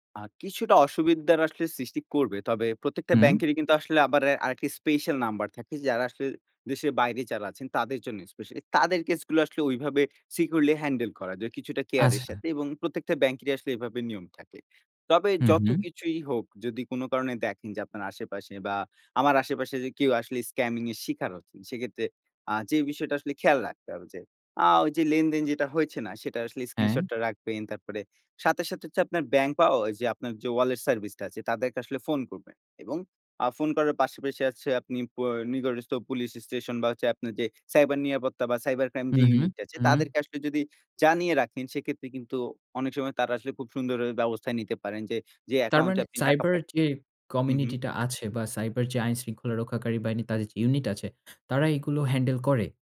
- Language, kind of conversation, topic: Bengali, podcast, আপনি অনলাইনে লেনদেন কীভাবে নিরাপদ রাখেন?
- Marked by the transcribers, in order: "অসুবিধার" said as "অসুবিধদার"; other background noise; in English: "সিকিউরলি হ্যান্ডেল"